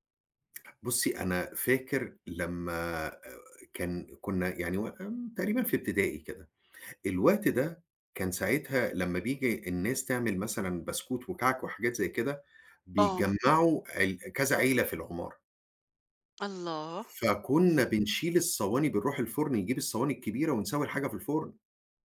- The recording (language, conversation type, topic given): Arabic, podcast, إيه الأكلة التقليدية اللي بتفكّرك بذكرياتك؟
- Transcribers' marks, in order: tapping